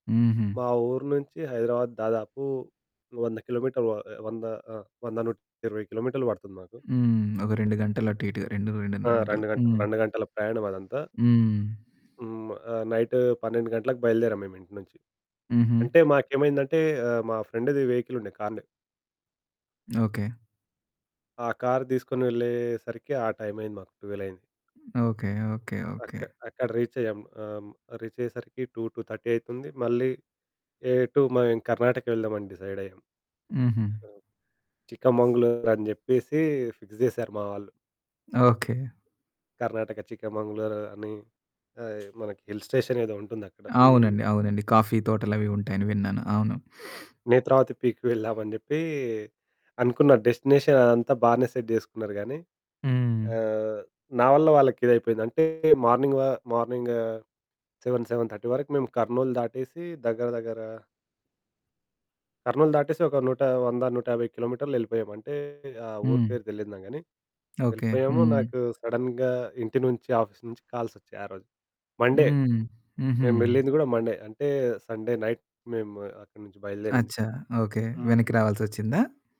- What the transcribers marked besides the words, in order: in English: "ట్వెల్వ్"; in English: "రీచ్"; in English: "రీచ్"; in English: "టూ, టూ థర్టీ"; in English: "డిసైడ్"; distorted speech; in English: "ఫిక్స్"; tapping; in English: "హిల్ స్టేషన్"; in English: "కాఫీ"; sniff; other background noise; in English: "డెస్టినేషన్"; in English: "సెట్"; in English: "మార్నింగ్"; in English: "సెవెన్ సెవెన్ థర్టీ"; in English: "సడెన్‌గా"; in English: "ఆఫీస్"; in English: "కాల్స్"; in English: "మండే"; in English: "మండే"; in English: "సండే నైట్"; in Hindi: "అచ్చ!"
- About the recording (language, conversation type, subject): Telugu, podcast, పాత బాధలను విడిచిపెట్టేందుకు మీరు ఎలా ప్రయత్నిస్తారు?